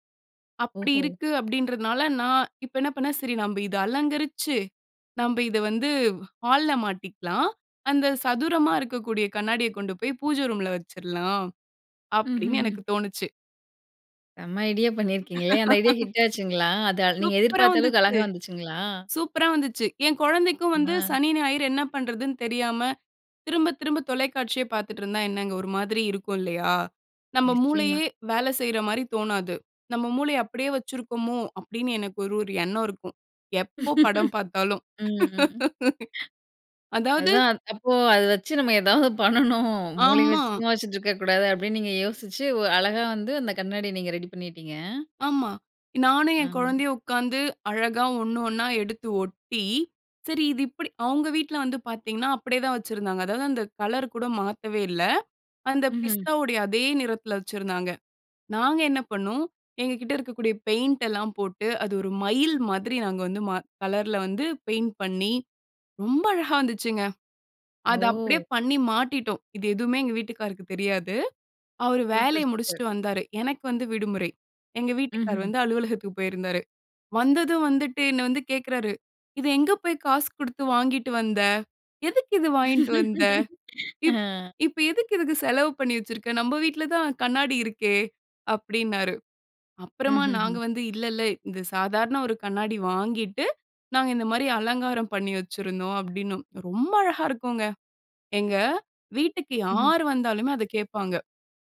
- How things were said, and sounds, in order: other background noise; laugh; anticipating: "அந்த ஐடியா ஹிட் ஆச்சுங்களா? அத நீங்க எதிர்பார்த்த அளவுக்கு, அழகா வந்துச்சுங்களா?"; surprised: "சூப்பரா வந்துச்சு! சூப்பரா வந்துச்சு!"; chuckle; laughing while speaking: "எதாவது பண்ணணும்"; laugh; "மூளைய" said as "மூலிகை"; drawn out: "பண்ணிட்டீங்க!"; surprised: "ரொம்ப அழகா வந்துச்சுங்க"; put-on voice: "இத எங்க போயி காசு குடுத்து … தான் கண்ணாடி இருக்கே?"; laugh; surprised: "ரொம்ப அழகா இருக்குங்க"
- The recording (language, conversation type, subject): Tamil, podcast, ஒரு புதிய யோசனை மனதில் தோன்றினால் முதலில் நீங்கள் என்ன செய்வீர்கள்?